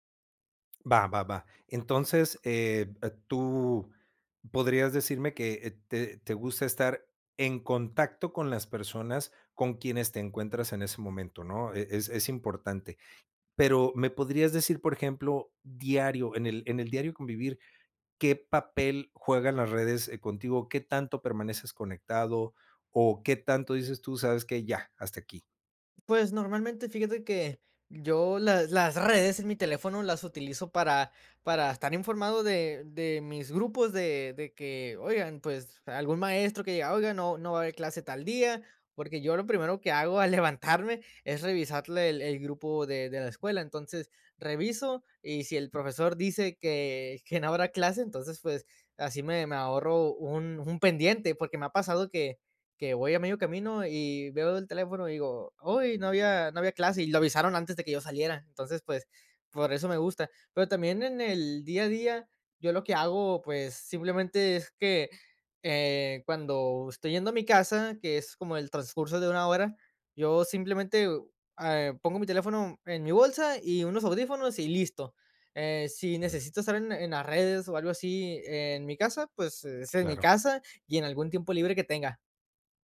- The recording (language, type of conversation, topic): Spanish, podcast, ¿En qué momentos te desconectas de las redes sociales y por qué?
- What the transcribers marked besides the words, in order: tapping; laughing while speaking: "levantarme"; laughing while speaking: "habrá"